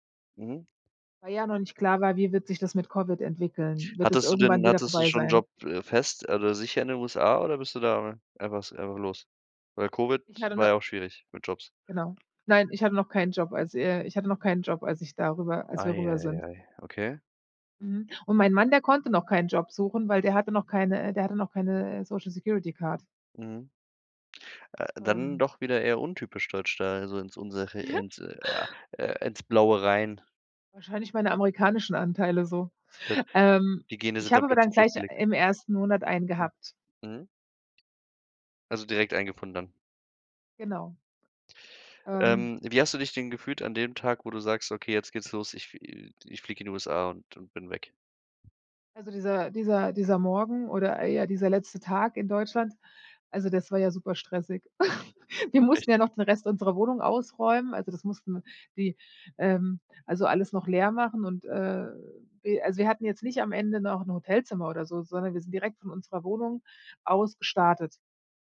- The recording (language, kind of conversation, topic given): German, podcast, Wie triffst du Entscheidungen bei großen Lebensumbrüchen wie einem Umzug?
- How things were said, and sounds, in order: in English: "Social-Security-Card"; joyful: "Ja"; other noise; unintelligible speech; unintelligible speech; laugh